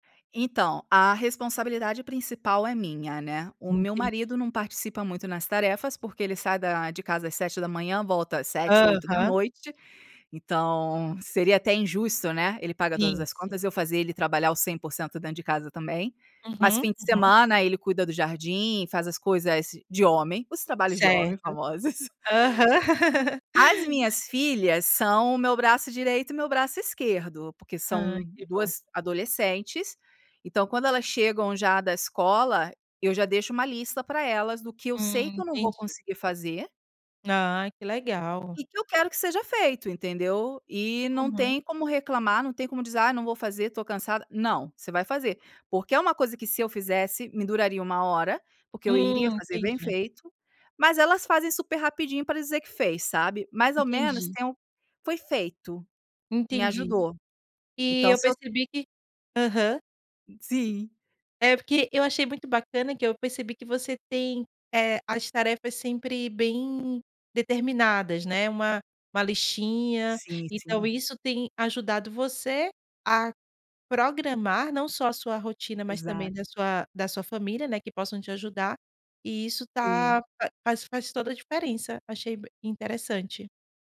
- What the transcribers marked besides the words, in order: tapping; laugh
- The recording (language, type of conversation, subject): Portuguese, podcast, Como você integra o trabalho remoto à rotina doméstica?